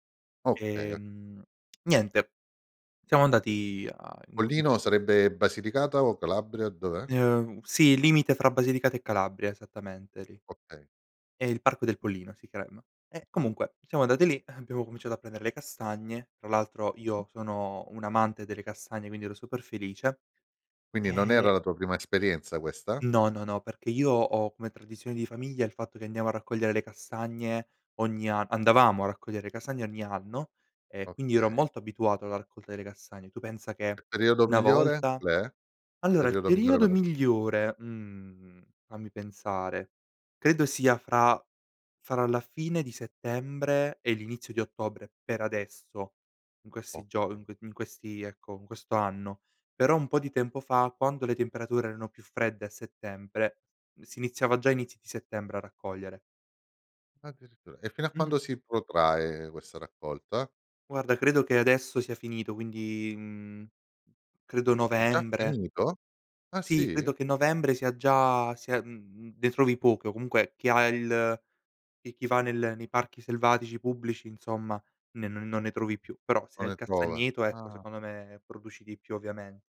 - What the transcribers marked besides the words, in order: tapping; other background noise; "protrae" said as "potrae"
- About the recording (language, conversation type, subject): Italian, podcast, Raccontami un’esperienza in cui la natura ti ha sorpreso all’improvviso?